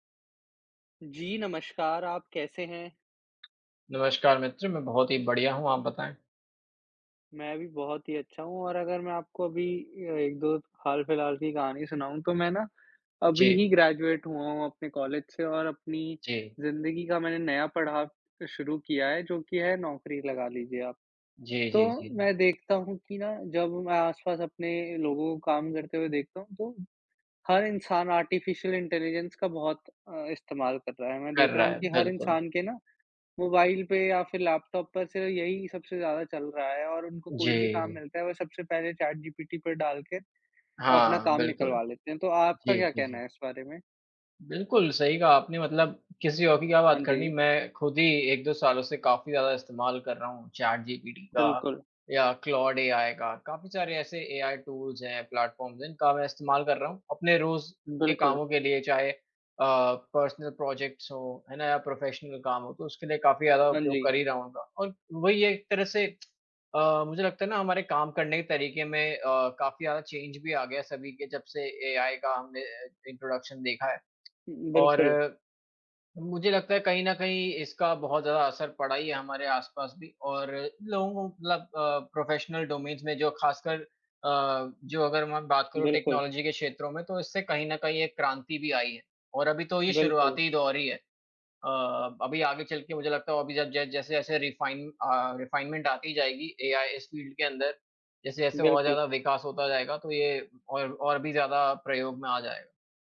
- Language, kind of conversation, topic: Hindi, unstructured, क्या आपको लगता है कि कृत्रिम बुद्धिमत्ता मानवता के लिए खतरा है?
- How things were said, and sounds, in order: in English: "ग्रेजुएट"; other background noise; in English: "आर्टिफ़िशियल इंटेलिजेंस"; in English: "टूल्स"; in English: "प्लेटफ़ॉर्म्स"; in English: "पर्सनल प्रोजेक्ट्स"; in English: "प्रोफ़ेशनल"; tapping; in English: "चेंज"; in English: "इंट्रोडक्शन"; in English: "प्रोफ़ेशनल डोमेन्स"; in English: "टेक्नोलॉजी"; in English: "रिफ़ाइन"; in English: "रिफ़ाइनमेंट"; in English: "फील्ड"